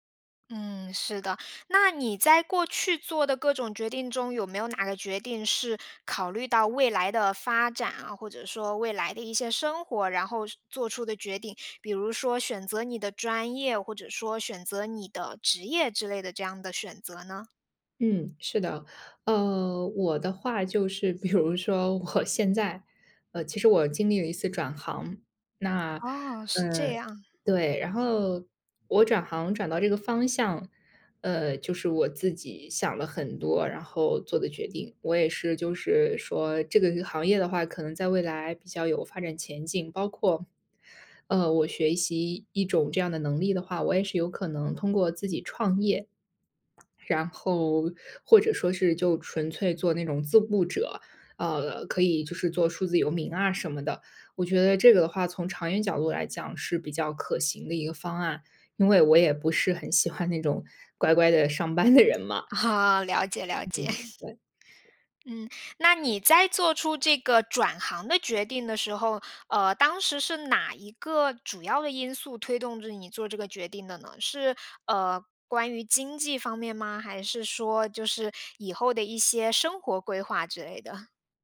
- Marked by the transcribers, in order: other background noise; laughing while speaking: "比如"; laughing while speaking: "我"; "前景" said as "前净"; laughing while speaking: "上班的人 嘛"; laughing while speaking: "哦"; chuckle; chuckle
- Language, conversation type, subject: Chinese, podcast, 做决定前你会想五年后的自己吗？